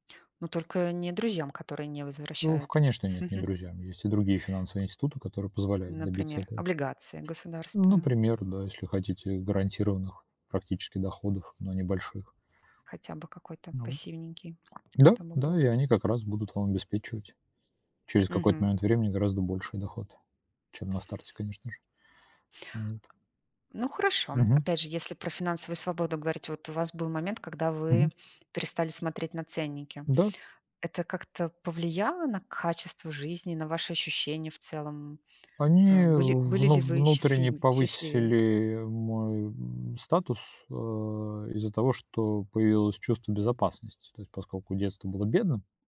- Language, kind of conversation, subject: Russian, unstructured, Что для вас значит финансовая свобода?
- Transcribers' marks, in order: chuckle; tapping; other background noise